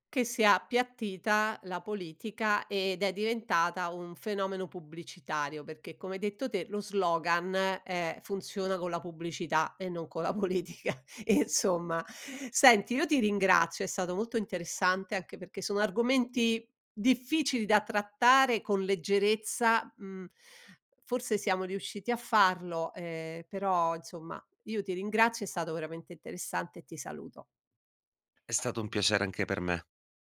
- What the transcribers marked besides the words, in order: laughing while speaking: "co' la politica e insomma"; "insomma" said as "inzomma"; tapping
- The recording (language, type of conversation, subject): Italian, podcast, Come vedi oggi il rapporto tra satira e politica?